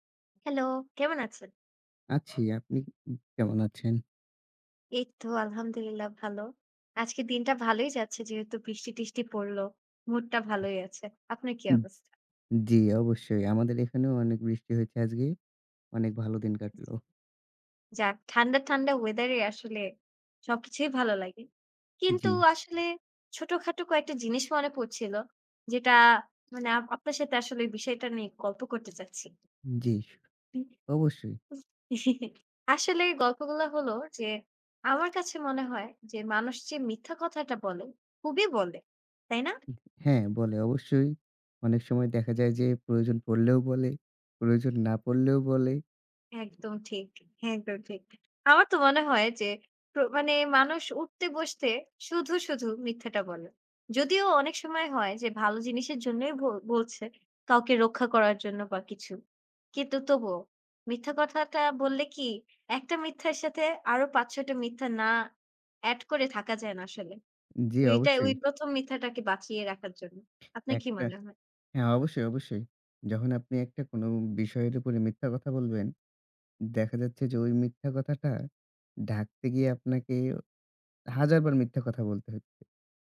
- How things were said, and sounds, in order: laugh
- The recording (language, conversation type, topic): Bengali, unstructured, আপনি কি মনে করেন মিথ্যা বলা কখনো ঠিক?